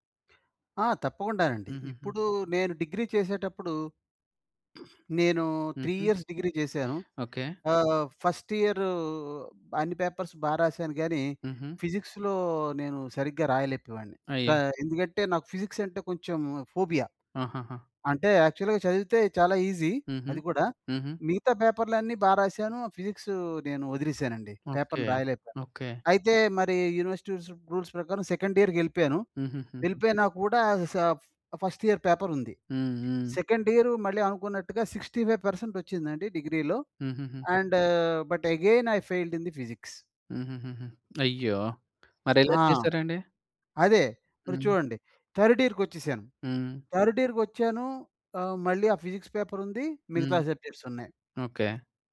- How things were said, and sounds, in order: other background noise; throat clearing; in English: "త్రీ ఇయర్స్"; in English: "ఫస్ట్"; in English: "పేపర్స్"; in English: "ఫిజిక్స్‌లో"; in English: "ఫిజిక్స్"; in English: "ఫోబియా"; in English: "యాక్చువల్‌గా"; in English: "ఈజీ"; in English: "పేపర్"; in English: "యూనివర్సిటీ"; in English: "రూల్స్"; in English: "సెకండ్ ఇయర్‌కెళ్ళిపోయాను"; in English: "ఫస్ట్ ఇయర్ పేపర్"; in English: "సెకండ్"; in English: "సిక్స్టీ ఫైవ్ పర్సెంట్"; in English: "అండ్ బట్ అగైన్ ఐ ఫెయిల్డ్ ఇన్ ది ఫిజిక్స్"; tapping; in English: "థర్డ్"; in English: "థర్డ్"; in English: "ఫిజిక్స్ పేపర్"; in English: "సబ్జెక్ట్స్"
- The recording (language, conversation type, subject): Telugu, podcast, నువ్వు నిన్ను ఎలా అర్థం చేసుకుంటావు?